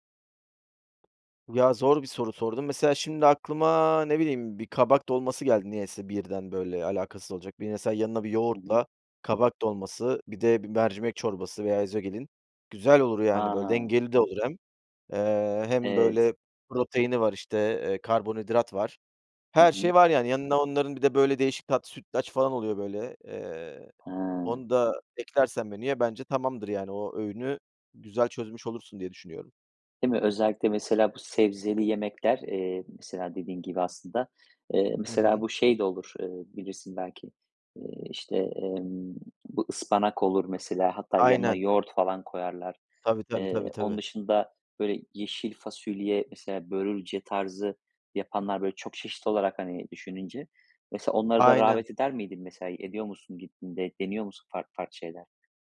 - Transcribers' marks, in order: other background noise
- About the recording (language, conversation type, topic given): Turkish, podcast, Dışarıda yemek yerken sağlıklı seçimleri nasıl yapıyorsun?